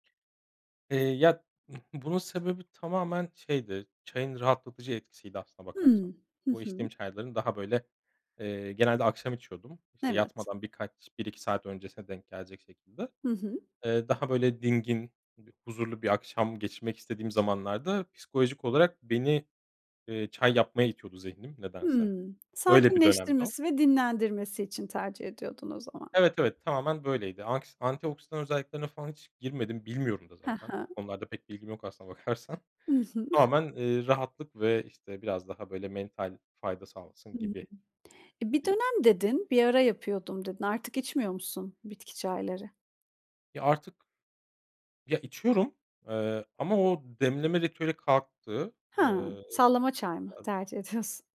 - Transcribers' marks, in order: other background noise; chuckle; laughing while speaking: "aslına bakarsan"; in English: "mental"; unintelligible speech; laughing while speaking: "ediyorsun?"
- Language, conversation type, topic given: Turkish, podcast, Sabah kahve ya da çay ritüelin nedir, anlatır mısın?